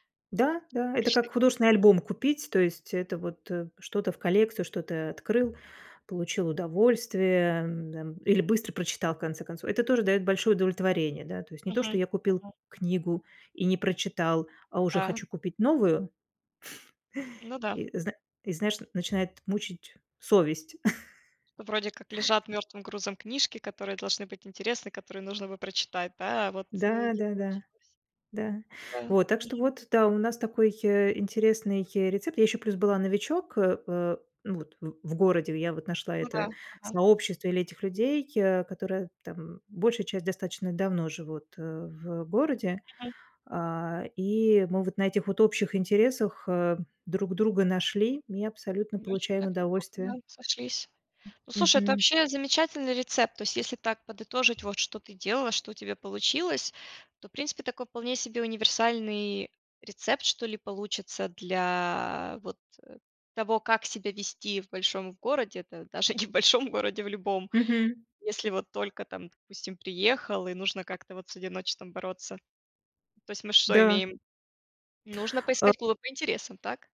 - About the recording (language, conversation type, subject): Russian, podcast, Как бороться с одиночеством в большом городе?
- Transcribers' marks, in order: tapping; other background noise; chuckle; chuckle; laughing while speaking: "даже"